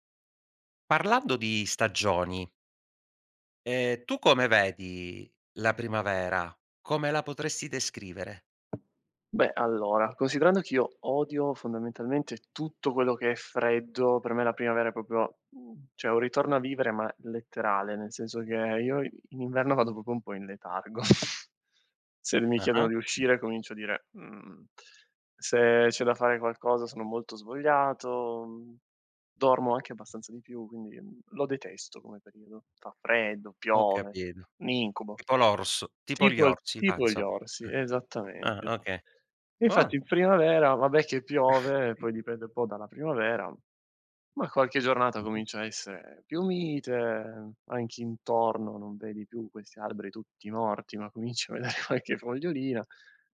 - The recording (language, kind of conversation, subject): Italian, podcast, Come fa la primavera a trasformare i paesaggi e le piante?
- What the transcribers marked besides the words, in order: tapping; "proprio" said as "propio"; "proprio" said as "propo"; chuckle; other background noise; chuckle; laughing while speaking: "vedere"